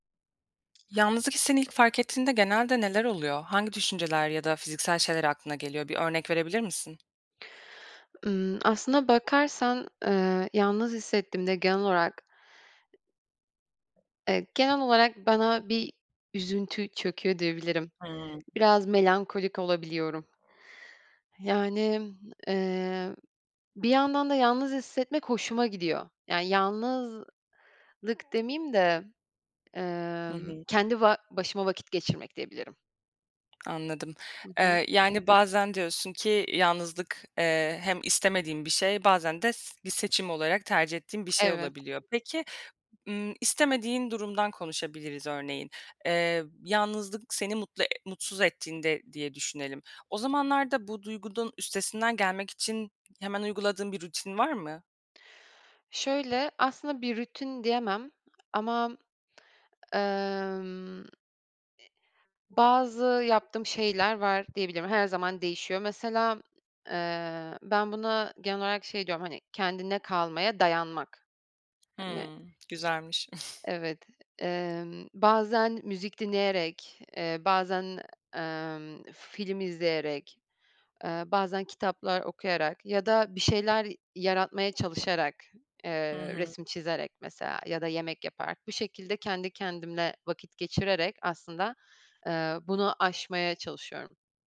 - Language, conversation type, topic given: Turkish, podcast, Yalnızlık hissettiğinde bununla nasıl başa çıkarsın?
- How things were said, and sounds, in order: tapping; tongue click; tongue click; chuckle